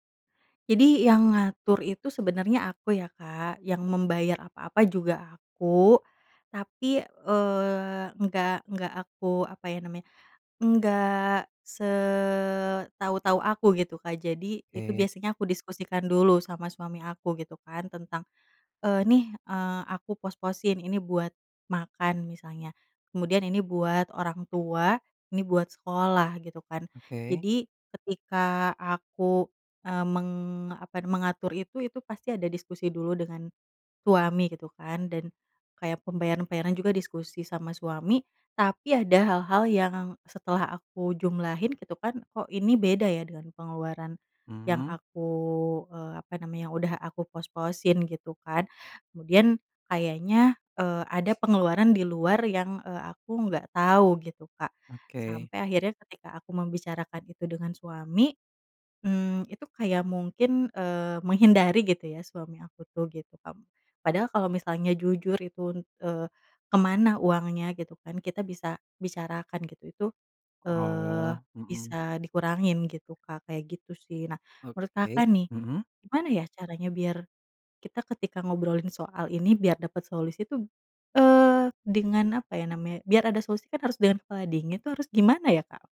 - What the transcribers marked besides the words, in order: "pembayaran-pembayaran" said as "pembayaran-payaran"; other background noise
- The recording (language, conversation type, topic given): Indonesian, advice, Bagaimana cara mengatasi pertengkaran yang berulang dengan pasangan tentang pengeluaran rumah tangga?